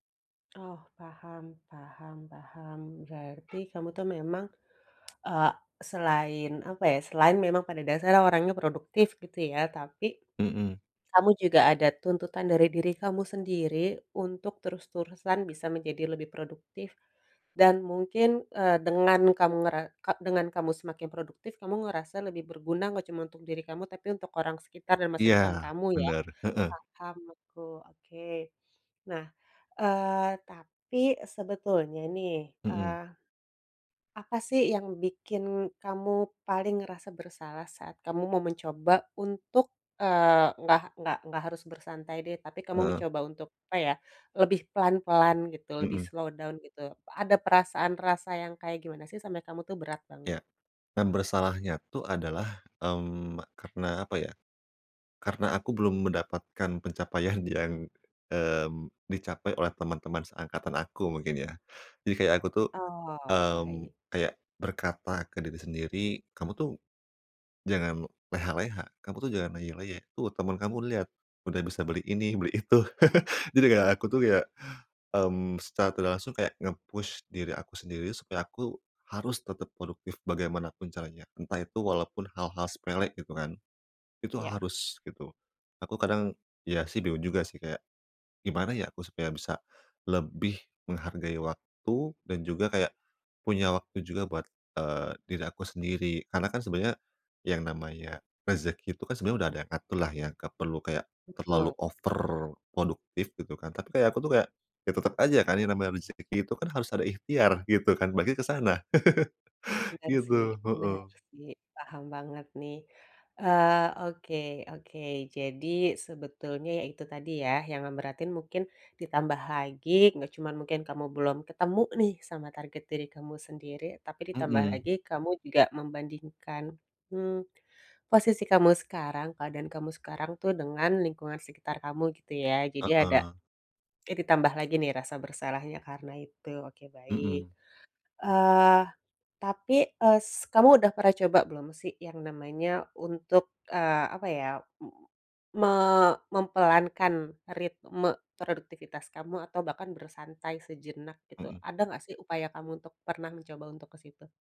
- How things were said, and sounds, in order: tapping; horn; in English: "slow down"; laughing while speaking: "pencapaian"; laughing while speaking: "itu"; chuckle; in English: "nge-push"; chuckle
- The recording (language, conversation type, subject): Indonesian, advice, Bagaimana cara belajar bersantai tanpa merasa bersalah dan tanpa terpaku pada tuntutan untuk selalu produktif?